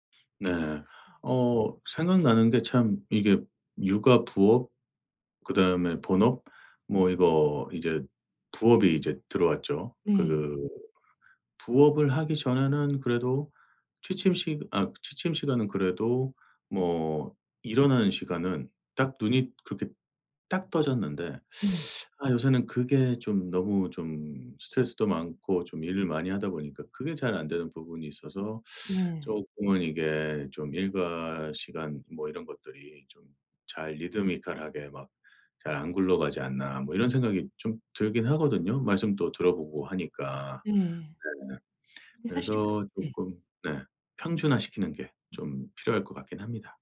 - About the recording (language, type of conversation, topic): Korean, advice, 취침 시간과 기상 시간을 더 규칙적으로 유지하려면 어떻게 해야 할까요?
- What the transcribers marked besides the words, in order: teeth sucking; in English: "리드미컬"